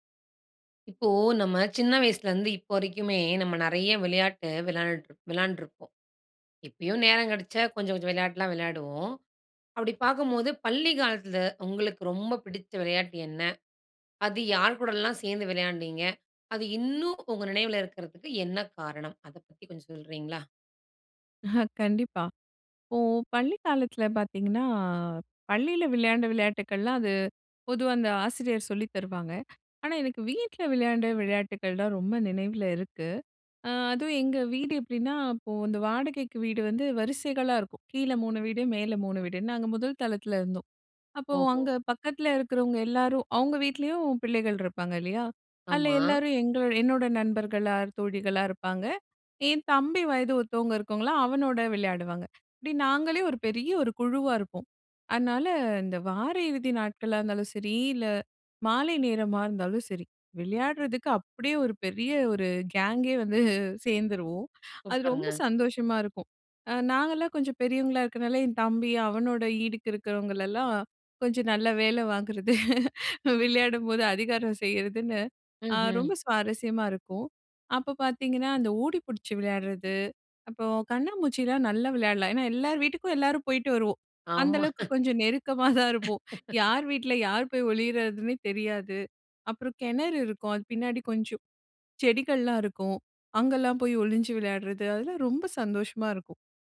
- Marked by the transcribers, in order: other background noise; other noise; tapping; in English: "கேங்கே"; laughing while speaking: "வந்து"; laughing while speaking: "விளையாடும்போது அதிகாரம் செய்றதுன்னு"; laughing while speaking: "நெருக்கமா தான்"; laugh; joyful: "அதெல்லாம் ரொம்ப சந்தோஷமா இருக்கும்"
- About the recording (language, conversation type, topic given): Tamil, podcast, பள்ளிக் காலத்தில் உங்களுக்கு பிடித்த விளையாட்டு என்ன?